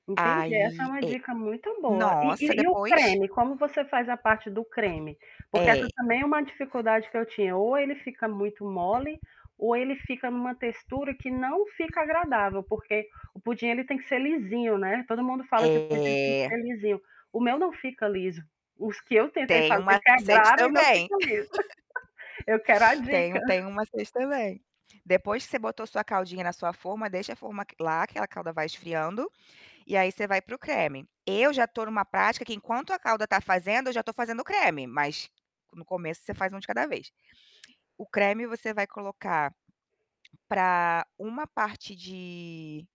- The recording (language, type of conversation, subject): Portuguese, unstructured, Você tem alguma receita de família especial? Qual é?
- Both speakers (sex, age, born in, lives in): female, 35-39, Brazil, United States; female, 40-44, Brazil, United States
- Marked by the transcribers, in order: static; distorted speech; other background noise; tapping; laugh